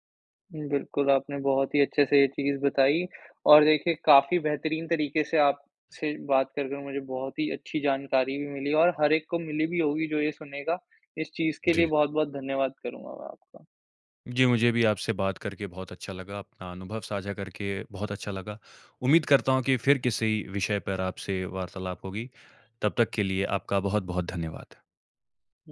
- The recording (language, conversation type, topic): Hindi, podcast, जब प्रेरणा गायब हो जाती है, आप क्या करते हैं?
- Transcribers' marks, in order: other background noise